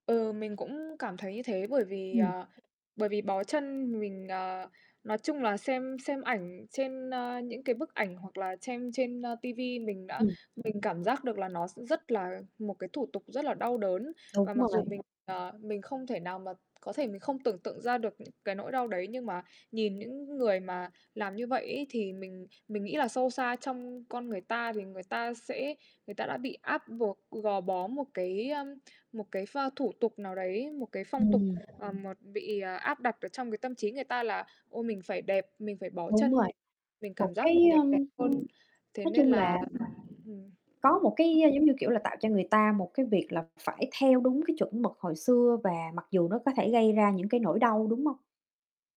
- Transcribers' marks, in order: distorted speech; tapping; other background noise; background speech
- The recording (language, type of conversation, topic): Vietnamese, unstructured, Bạn đã từng gặp phong tục nào khiến bạn thấy lạ lùng hoặc thú vị không?